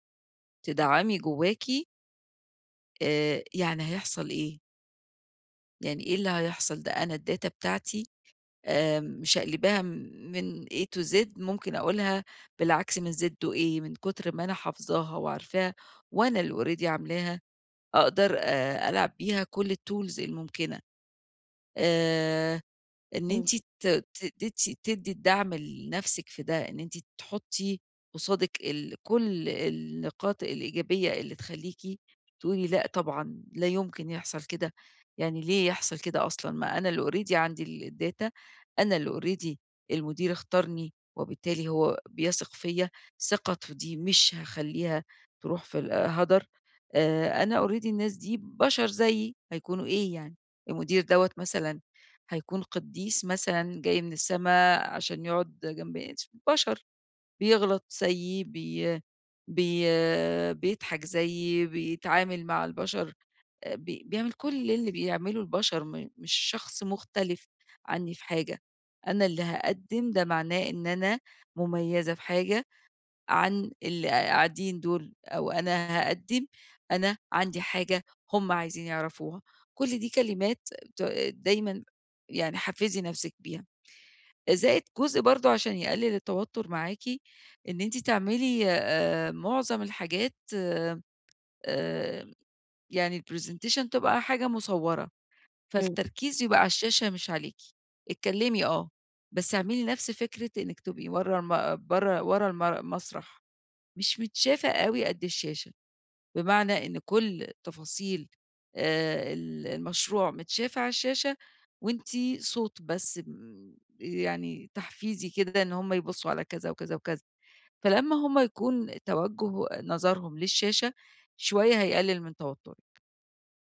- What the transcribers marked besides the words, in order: tapping; in English: "الداتا"; in English: "A to Z"; in English: "Z to A"; in English: "already"; in English: "الtools"; horn; in English: "already"; in English: "الdata"; in English: "already"; in English: "already"; unintelligible speech; in English: "الpresentation"
- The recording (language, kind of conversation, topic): Arabic, advice, إزاي أقلّل توتّري قبل ما أتكلم قدّام ناس؟